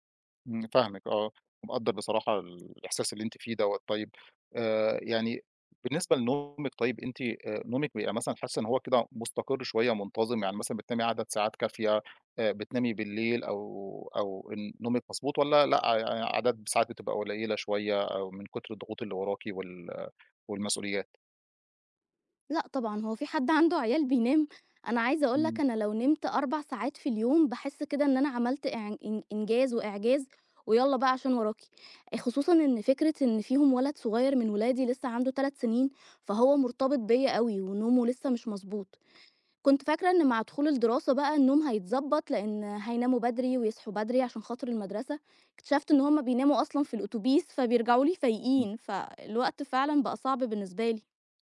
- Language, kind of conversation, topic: Arabic, advice, إزاي أقدر أركّز وأنا تحت ضغوط يومية؟
- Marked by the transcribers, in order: none